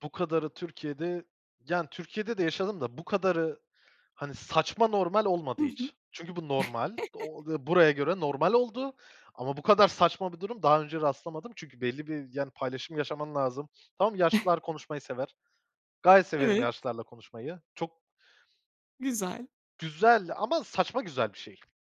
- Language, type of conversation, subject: Turkish, podcast, Yerel halkla yaşadığın unutulmaz bir anını paylaşır mısın?
- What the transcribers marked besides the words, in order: chuckle; chuckle; other background noise